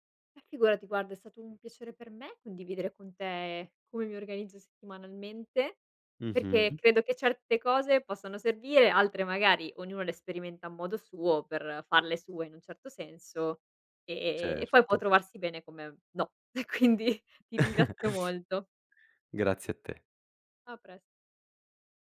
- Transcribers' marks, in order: laughing while speaking: "E quindi"; chuckle
- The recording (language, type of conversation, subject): Italian, podcast, Come pianifichi la tua settimana in anticipo?